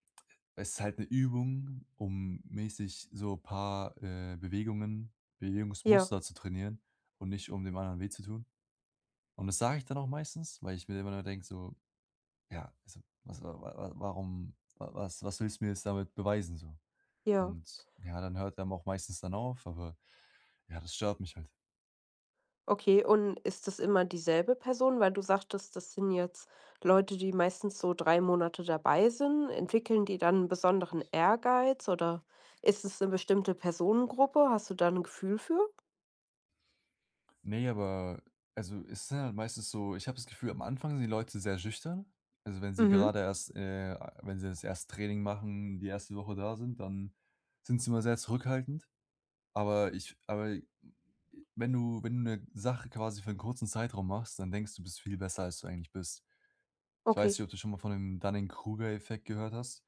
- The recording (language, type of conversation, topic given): German, advice, Wie gehst du mit einem Konflikt mit deinem Trainingspartner über Trainingsintensität oder Ziele um?
- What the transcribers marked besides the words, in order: none